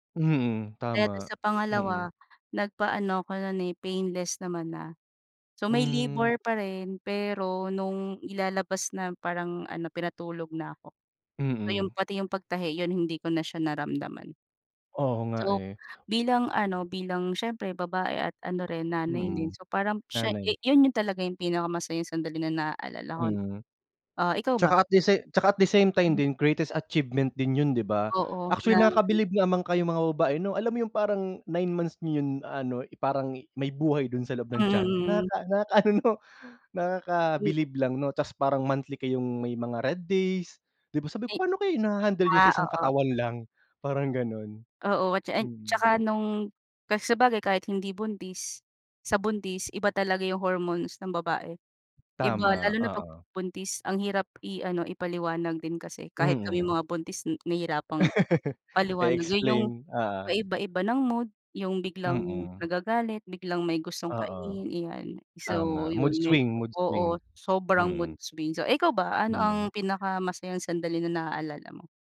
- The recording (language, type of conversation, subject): Filipino, unstructured, Ano ang pinakamasayang sandaling naaalala mo?
- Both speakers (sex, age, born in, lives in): female, 35-39, Philippines, Philippines; male, 30-34, Philippines, Philippines
- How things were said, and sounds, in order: other noise; wind; in English: "at the same time"; in English: "greatest achievement"; tapping; laughing while speaking: "nakaka-ano 'no"; in English: "red days"; in English: "hormones"; other background noise; in English: "Mood swing, mood swing"; in English: "mood swing"